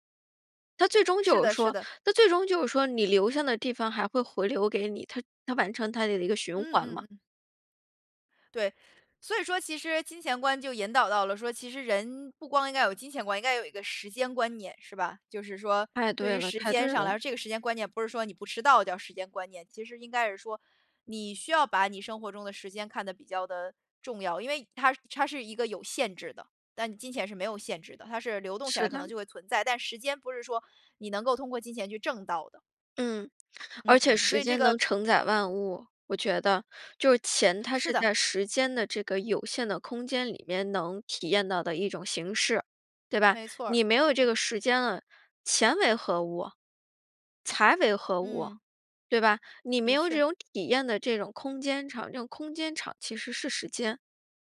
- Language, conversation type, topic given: Chinese, podcast, 钱和时间，哪个对你更重要？
- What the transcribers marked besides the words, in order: none